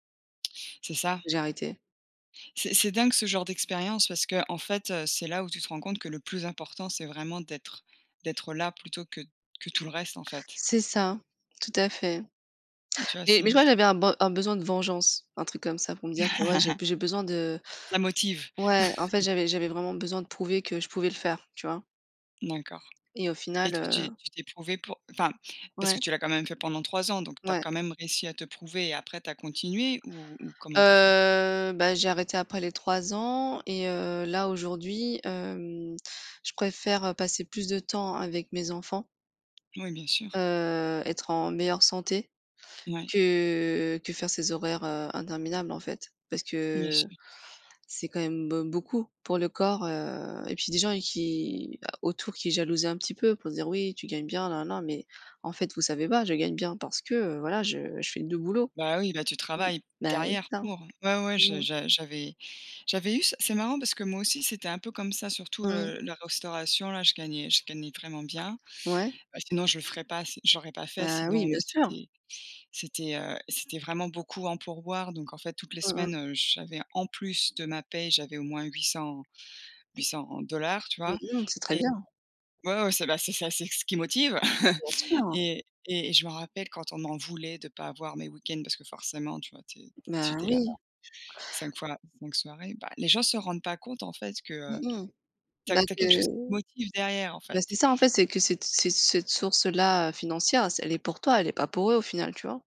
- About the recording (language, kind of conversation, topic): French, unstructured, Quelle est la plus grande leçon que vous avez apprise sur l’importance du repos ?
- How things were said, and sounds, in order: tapping; chuckle; chuckle; drawn out: "Heu"; stressed: "en plus"; other noise; chuckle; unintelligible speech